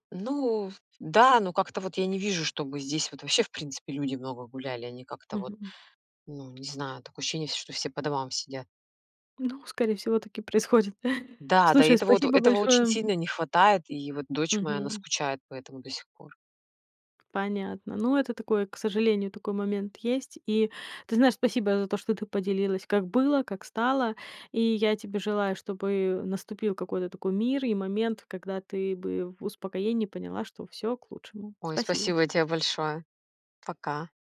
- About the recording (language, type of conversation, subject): Russian, podcast, Как миграция изменила быт и традиции в твоей семье?
- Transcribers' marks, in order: tapping